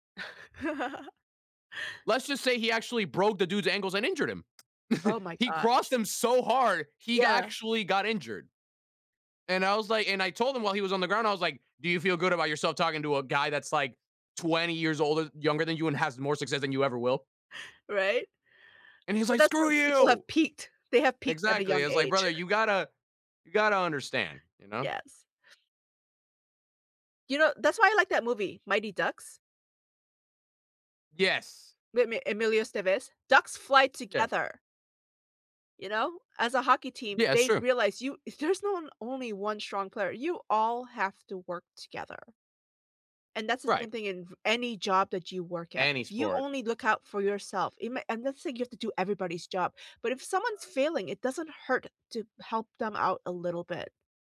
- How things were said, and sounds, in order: chuckle; tapping; chuckle; chuckle; angry: "Screw you!"
- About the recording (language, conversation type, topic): English, unstructured, How can I use teamwork lessons from different sports in my life?